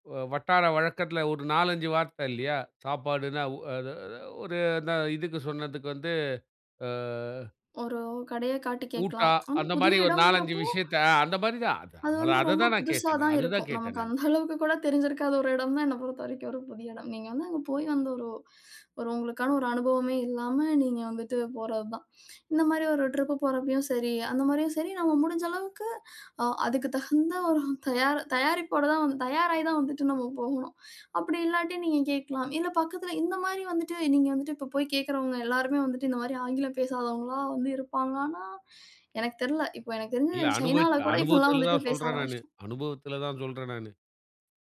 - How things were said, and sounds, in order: other background noise; chuckle; in English: "ட்ரிப்பு"; laughing while speaking: "இப்போ எல்லாம் வந்துட்டு"
- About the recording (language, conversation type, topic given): Tamil, podcast, புதிய இடத்துக்குச் சென்றபோது புதிய நண்பர்களை எப்படி உருவாக்கலாம்?